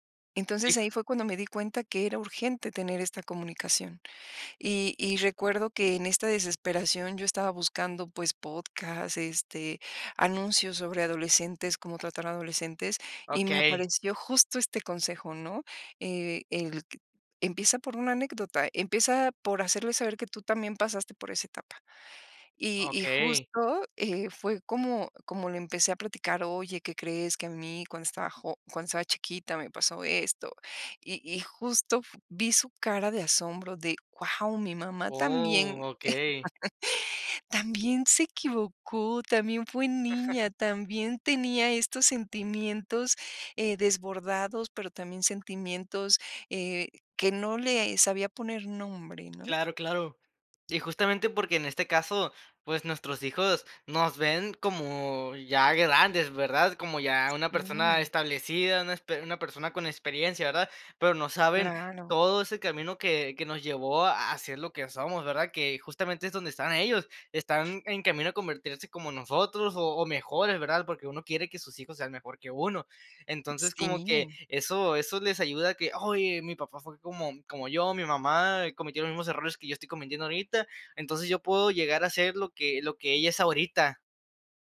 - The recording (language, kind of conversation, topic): Spanish, podcast, ¿Qué tipo de historias te ayudan a conectar con la gente?
- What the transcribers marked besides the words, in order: tapping; drawn out: "¡Oh!"; laugh; chuckle; other background noise